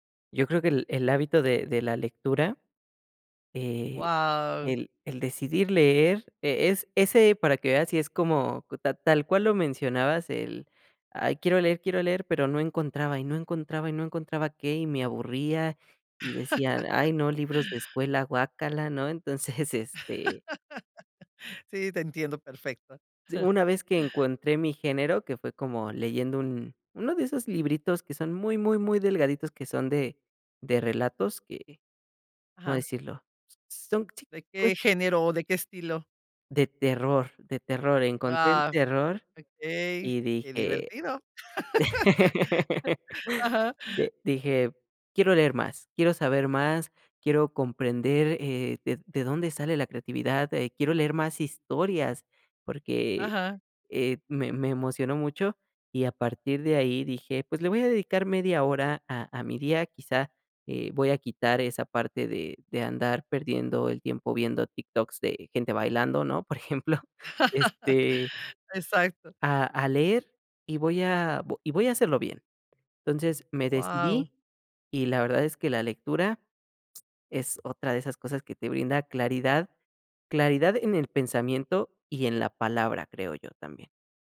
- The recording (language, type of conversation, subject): Spanish, podcast, ¿Qué pequeños cambios te han ayudado más a desarrollar resiliencia?
- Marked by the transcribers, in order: laugh; laughing while speaking: "Entonces"; laugh; chuckle; laugh; chuckle; laughing while speaking: "Ajá"; laughing while speaking: "Por ejemplo"; laugh; tapping